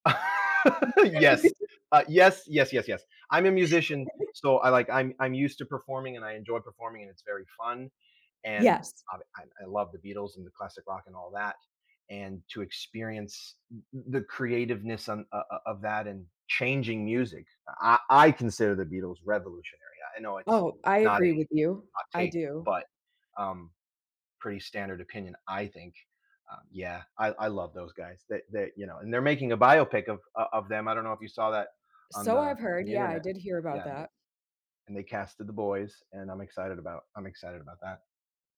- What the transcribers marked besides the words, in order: laugh; other background noise; chuckle; tapping; chuckle
- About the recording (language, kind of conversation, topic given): English, unstructured, What would you do if you could swap lives with a famous person for a day?